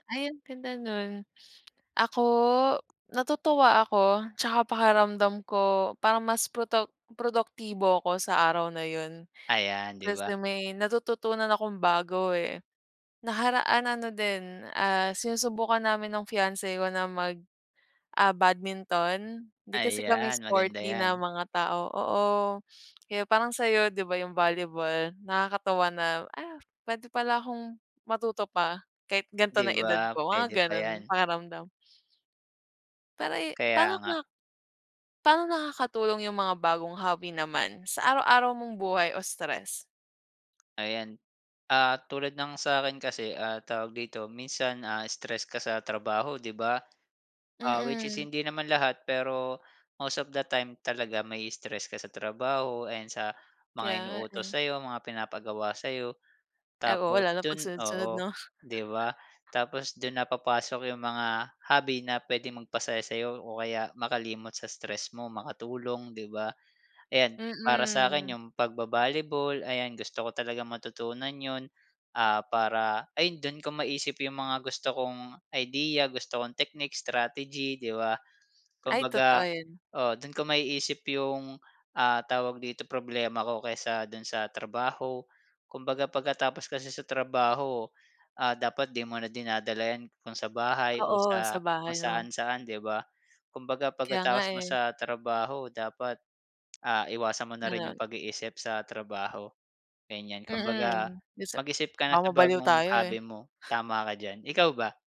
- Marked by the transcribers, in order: other background noise
- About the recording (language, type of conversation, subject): Filipino, unstructured, Bakit mahalaga sa’yo ang pag-aaral ng bagong libangan?
- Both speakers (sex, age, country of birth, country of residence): female, 25-29, Philippines, Philippines; male, 25-29, Philippines, Philippines